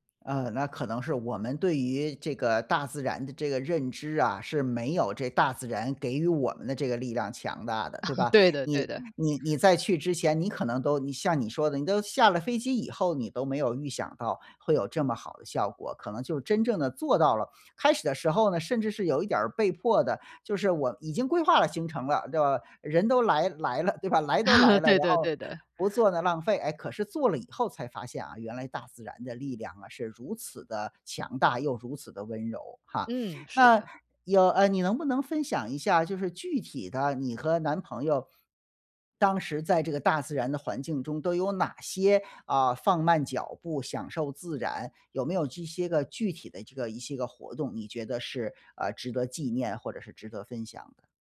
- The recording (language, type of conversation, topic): Chinese, podcast, 在自然环境中放慢脚步有什么好处？
- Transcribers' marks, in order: chuckle; chuckle; swallow